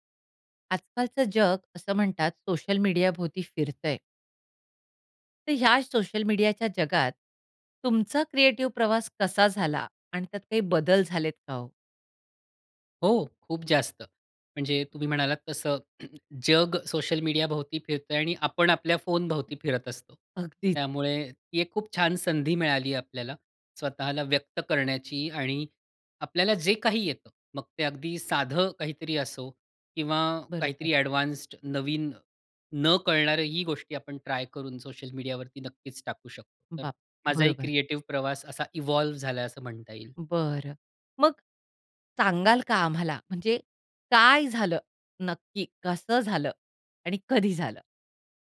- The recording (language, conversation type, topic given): Marathi, podcast, सोशल मीडियामुळे तुमचा सर्जनशील प्रवास कसा बदलला?
- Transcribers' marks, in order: other background noise; throat clearing; in English: "ॲडवान्स्ड"; in English: "इव्हॉल्व"; stressed: "मग"; stressed: "काय झालं"